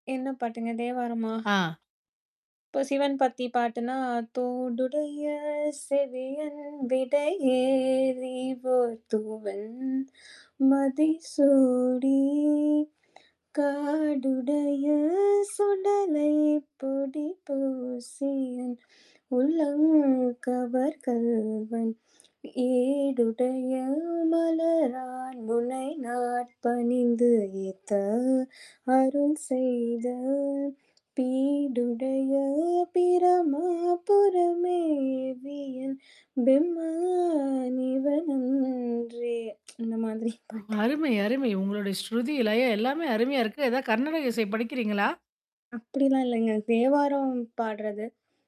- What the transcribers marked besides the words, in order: other noise; singing: "தோடுடைய செவியன் விடையேறி ஓர் தூவெண்மதி … மேவிய பெம்மா நிவனன்றே"; tsk; laughing while speaking: "பாட்டு"
- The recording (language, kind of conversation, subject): Tamil, podcast, இசை உங்களுக்குள் எந்தெந்த உணர்ச்சிகளை எழுப்புகிறது?